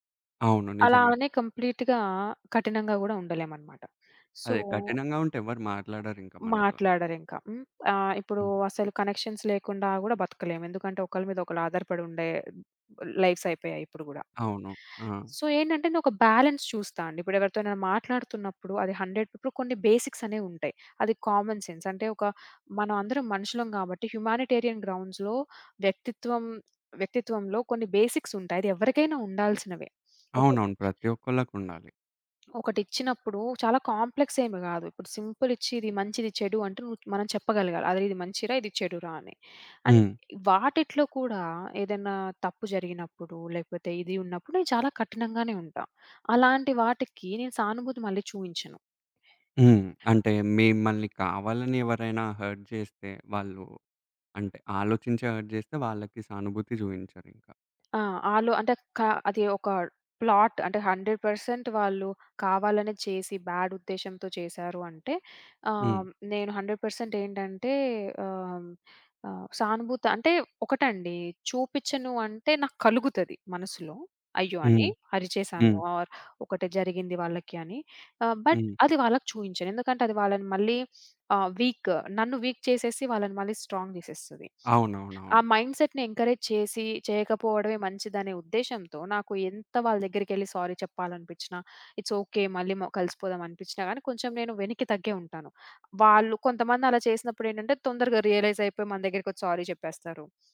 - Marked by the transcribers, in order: in English: "కంప్లీట్‌గా"; in English: "సో"; other background noise; in English: "కనెక్షన్స్"; in English: "లైఫ్స్"; in English: "సో"; in English: "బ్యాలన్స్"; in English: "హండ్రెడ్"; in English: "బేసిక్స్"; in English: "కామన్ సెన్స్"; in English: "హ్యుమానిటేరియన్ గ్రౌండ్స్‌లో"; in English: "బేసిక్స్"; tapping; in English: "హర్ట్"; in English: "హర్ట్"; in English: "హండ్రెడ్ పర్సెంట్"; in English: "బ్యాడ్"; in English: "ఆర్"; in English: "బట్"; sniff; in English: "వీక్"; in English: "వీక్"; in English: "స్ట్రాంగ్"; sniff; in English: "మైండ్‌సెట్‌ని ఎంకరేజ్"; in English: "సారీ"; in English: "ఇట్స్ ఓకే"; in English: "రియలైజ్"; in English: "సారీ"
- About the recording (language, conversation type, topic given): Telugu, podcast, ఇతరుల పట్ల సానుభూతి ఎలా చూపిస్తారు?